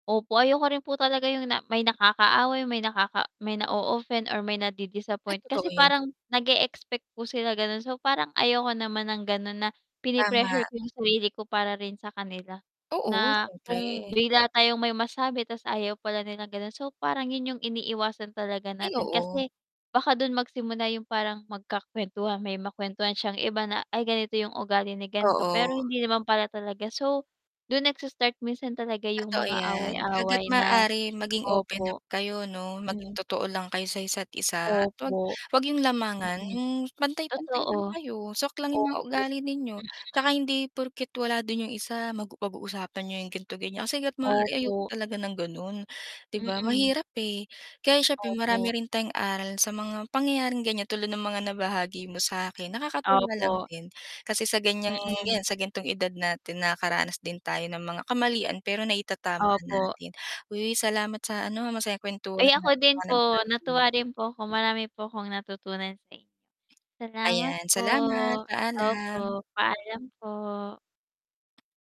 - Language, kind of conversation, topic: Filipino, unstructured, Ano ang pinakamahalagang katangian ng isang mabuting kaibigan?
- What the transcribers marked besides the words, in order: static; distorted speech; tapping; other background noise